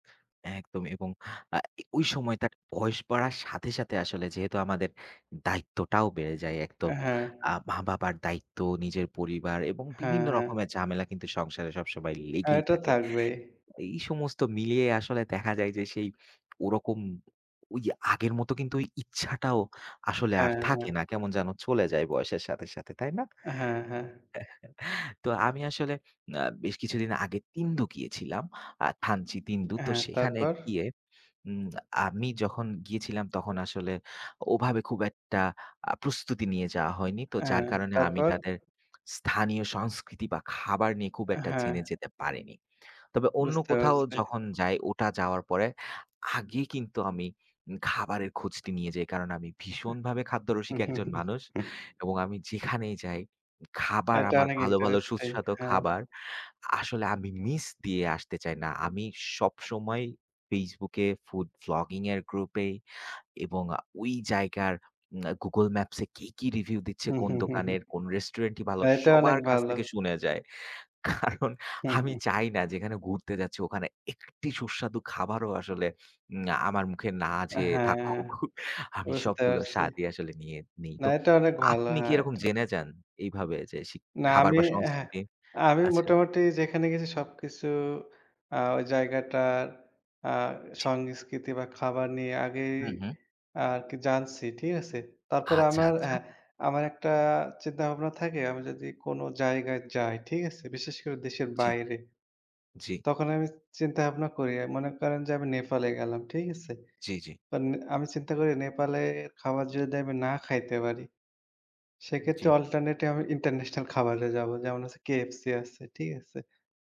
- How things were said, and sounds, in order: "ঝামেলা" said as "জামেলা"; other background noise; chuckle; tapping; chuckle; chuckle; laughing while speaking: "কারণ আমি চাই না"; laughing while speaking: "আমার মুখে না যেয়ে থাকুক"; "মানে" said as "মান্নে"; in English: "alternative"; in English: "international"
- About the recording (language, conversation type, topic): Bengali, unstructured, ভ্রমণে যাওয়ার আগে আপনি কীভাবে পরিকল্পনা করেন?